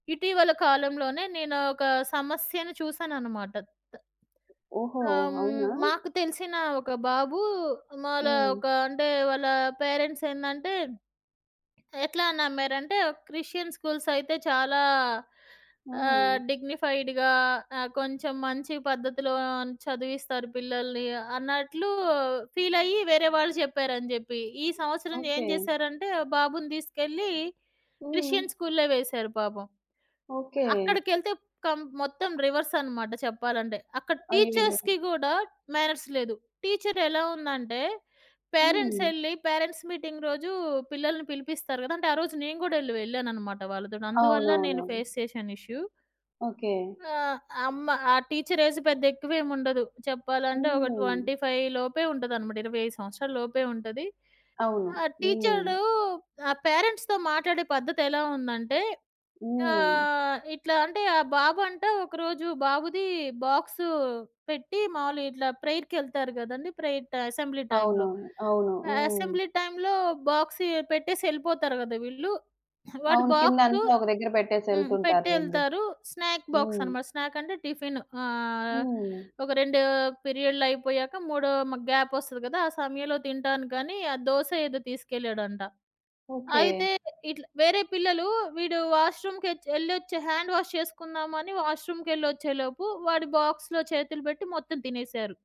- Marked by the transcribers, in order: other background noise; in English: "పేరెంట్స్"; in English: "క్రిస్టియన్ స్కూల్స్"; in English: "డిగ్నిఫైడ్‌గా"; in English: "ఫీల్"; in English: "క్రిస్టియన్ స్కూల్‌లో"; in English: "టీచర్స్‌కి"; in English: "మ్యానర్స్"; in English: "టీచర్"; in English: "పేరెంట్స్"; in English: "పేరెంట్స్ మీటింగ్"; in English: "ఫేస్"; in English: "ఇష్యూ"; in English: "టీచర్ ఏజ్"; in English: "ట్వంటీ ఫైవ్"; in English: "పేరెంట్స్‌తో"; in English: "బాక్స్"; in English: "ప్రేయర్‌కి"; in English: "ప్రేయర్ అసెంబ్లీ టైమ్‌లో"; in English: "అసెంబ్లీ టైమ్‌లో"; cough; in English: "స్నాక్ బాక్స్"; in English: "స్నాక్"; in English: "వాష్‌రూమ్"; in English: "హ్యాండ్ వాష్"; in English: "వాష్ రూమ్‌కెళ్లొచ్చేలోపు"; in English: "బాక్స్‌లో"
- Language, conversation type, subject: Telugu, podcast, విద్యలో టీచర్ల పాత్ర నిజంగా ఎంత కీలకమని మీకు అనిపిస్తుంది?